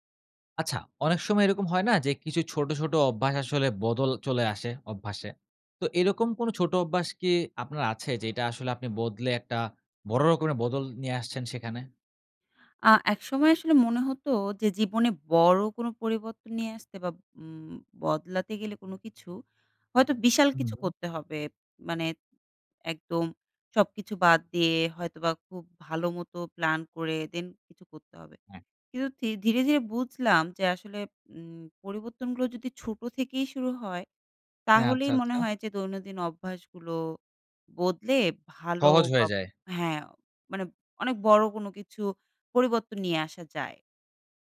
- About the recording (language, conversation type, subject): Bengali, podcast, কোন ছোট অভ্যাস বদলে তুমি বড় পরিবর্তন এনেছ?
- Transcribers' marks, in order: tapping; in English: "then"